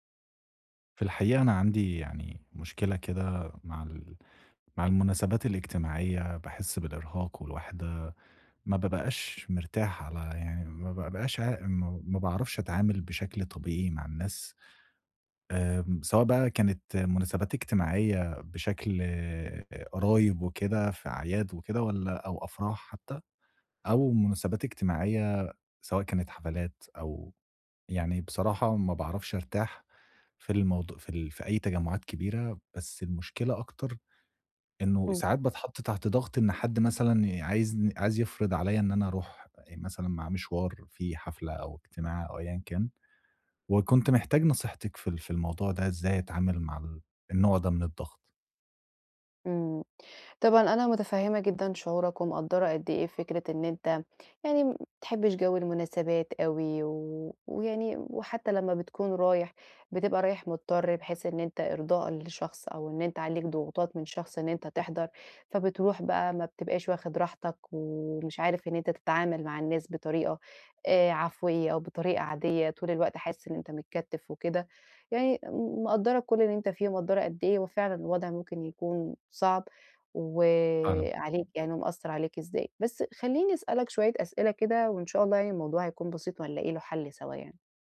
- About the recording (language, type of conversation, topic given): Arabic, advice, إزاي أتعامل مع الإحساس بالإرهاق من المناسبات الاجتماعية؟
- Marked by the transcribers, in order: other background noise